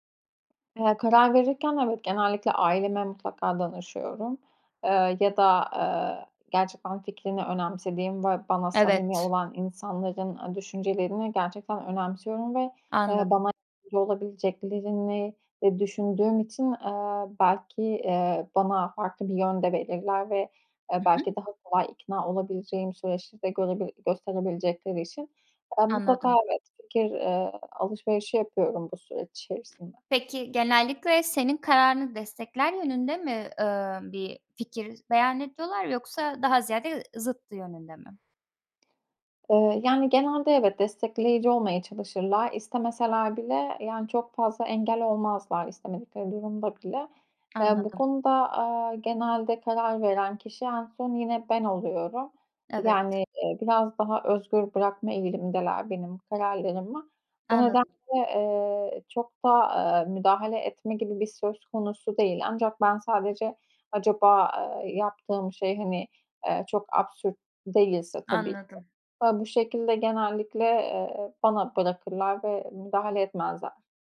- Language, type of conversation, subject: Turkish, advice, Önemli bir karar verirken aşırı kaygı ve kararsızlık yaşadığında bununla nasıl başa çıkabilirsin?
- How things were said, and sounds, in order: other background noise; unintelligible speech; tapping